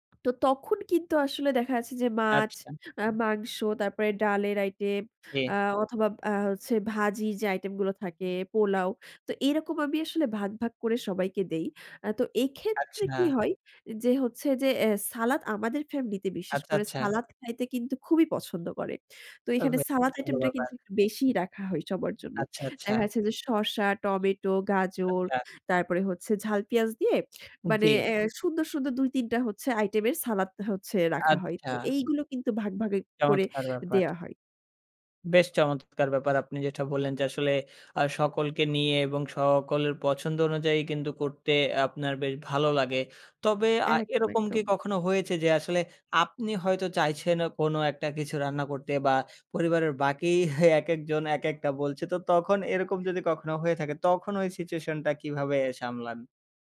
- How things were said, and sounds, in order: tapping; other background noise; unintelligible speech; laughing while speaking: "একেকজন একেকটা"
- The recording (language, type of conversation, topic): Bengali, podcast, একসঙ্গে রান্না করে কোনো অনুষ্ঠানে কীভাবে আনন্দময় পরিবেশ তৈরি করবেন?